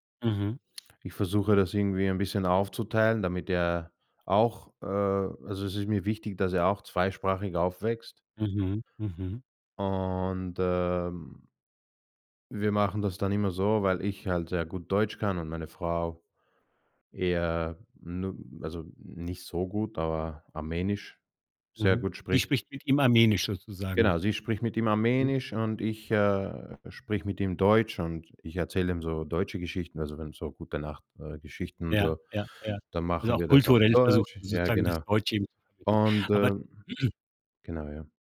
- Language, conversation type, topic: German, podcast, Welche Rolle spielen Dialekte in deiner Identität?
- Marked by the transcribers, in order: drawn out: "Und, ähm"; unintelligible speech; throat clearing